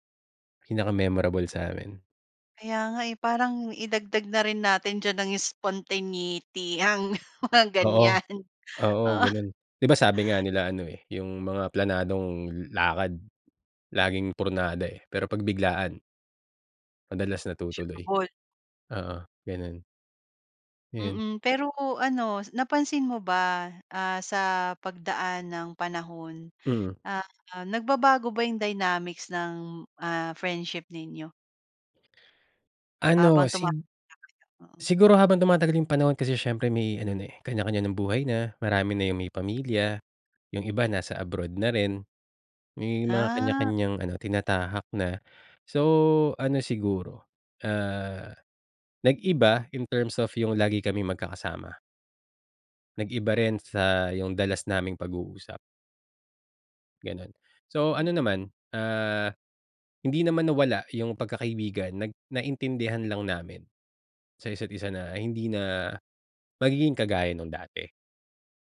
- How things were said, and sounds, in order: in English: "spontaneity"; laughing while speaking: "ang mga ganyan. Oo"; gasp; other background noise; unintelligible speech; in English: "dynamics"; in English: "in terms of"
- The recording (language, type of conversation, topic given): Filipino, podcast, Paano mo pinagyayaman ang matagal na pagkakaibigan?